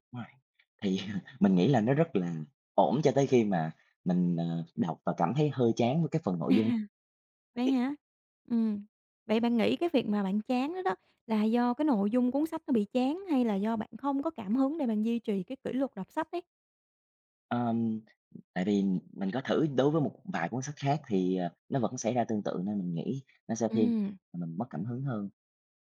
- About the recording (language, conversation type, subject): Vietnamese, podcast, Làm sao bạn duy trì kỷ luật khi không có cảm hứng?
- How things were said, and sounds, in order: laughing while speaking: "Thì"; laughing while speaking: "À"; other background noise; unintelligible speech